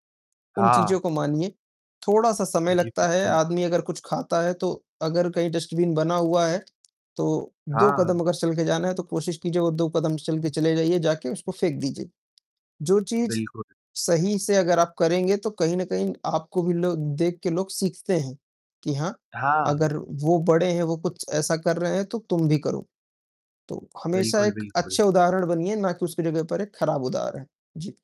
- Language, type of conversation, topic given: Hindi, unstructured, घर पर कचरा कम करने के लिए आप क्या करते हैं?
- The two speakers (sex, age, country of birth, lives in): male, 20-24, India, India; male, 20-24, India, India
- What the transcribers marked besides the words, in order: distorted speech; in English: "डस्टबिन"; tapping